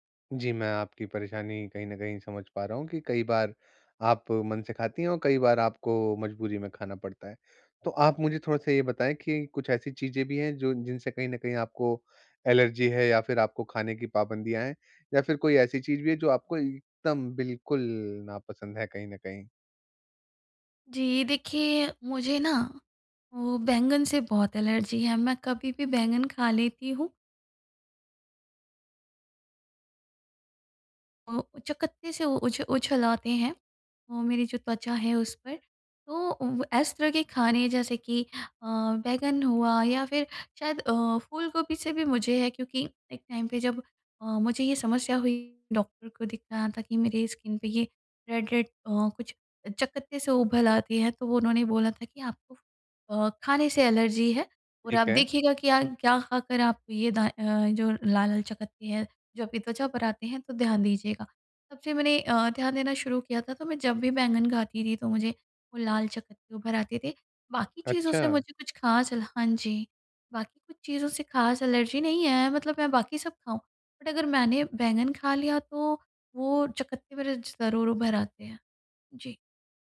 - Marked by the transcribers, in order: in English: "एलर्जी"; in English: "एलर्जी"; in English: "टाइम"; in English: "स्किन"; in English: "रेड-रेड"; in English: "एलर्जी"; in English: "एलर्जी"; in English: "बट"
- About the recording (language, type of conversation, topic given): Hindi, advice, मैं सामाजिक आयोजनों में स्वस्थ और संतुलित भोजन विकल्प कैसे चुनूँ?